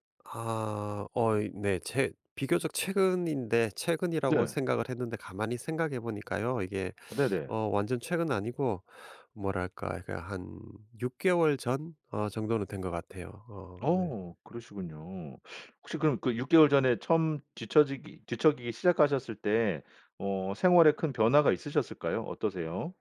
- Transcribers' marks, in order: teeth sucking
- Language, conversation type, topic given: Korean, advice, 잠들기 어려워 밤새 뒤척이는 이유는 무엇인가요?
- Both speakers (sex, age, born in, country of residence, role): male, 45-49, South Korea, United States, advisor; male, 50-54, South Korea, United States, user